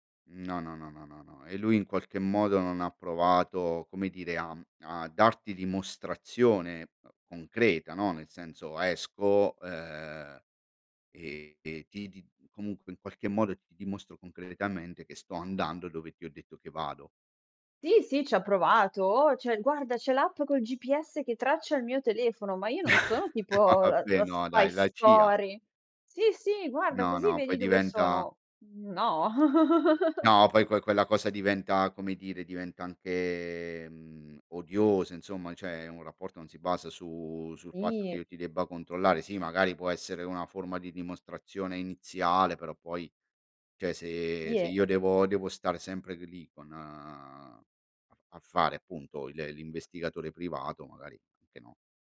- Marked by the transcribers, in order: laugh; laughing while speaking: "No vabbè, no dai"; in English: "spy story"; chuckle; "cioè" said as "ceh"; other background noise
- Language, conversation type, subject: Italian, podcast, Come si può ricostruire la fiducia dopo un tradimento in famiglia?